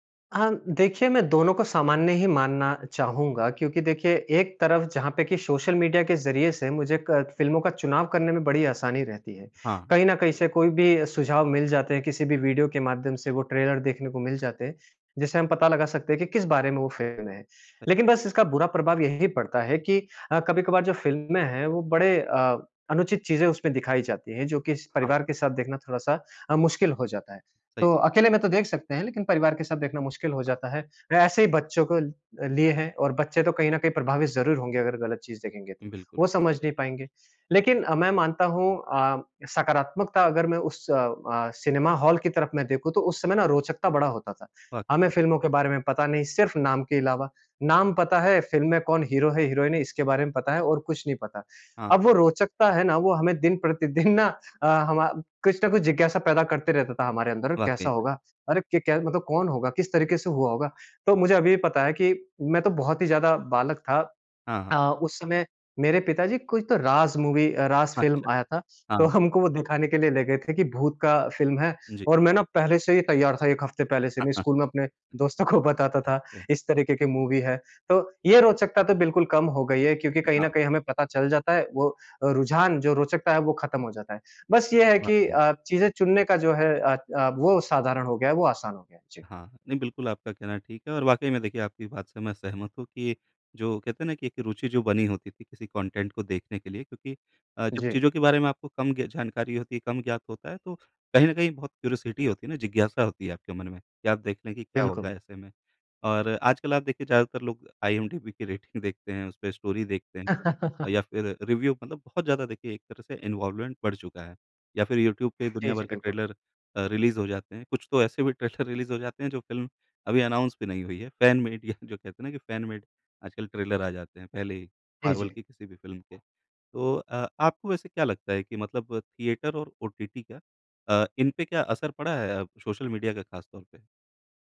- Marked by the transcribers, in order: in English: "ट्रेलर"; other background noise; in English: "हीरो"; in English: "हीरोइन"; laughing while speaking: "प्रतिदिन"; in English: "मूवी"; laughing while speaking: "हमको"; laugh; laughing while speaking: "को"; in English: "मूवी"; in English: "कॉन्टेंट"; in English: "क्यूरियोसिटी"; in English: "आईएमडीबी"; in English: "रेटिंग"; chuckle; in English: "स्टोरी"; in English: "रिव्यू"; in English: "इन्वॉल्वमेंट"; in English: "ट्रेलर"; in English: "रिलीज़"; in English: "ट्रेलर रिलीज़"; laughing while speaking: "ट्रेलर"; in English: "अनाउंस"; in English: "फैन मेड"; laughing while speaking: "या"; in English: "फ़ैन मेड"; in English: "ट्रेलर"
- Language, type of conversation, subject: Hindi, podcast, सोशल मीडिया ने फिल्में देखने की आदतें कैसे बदलीं?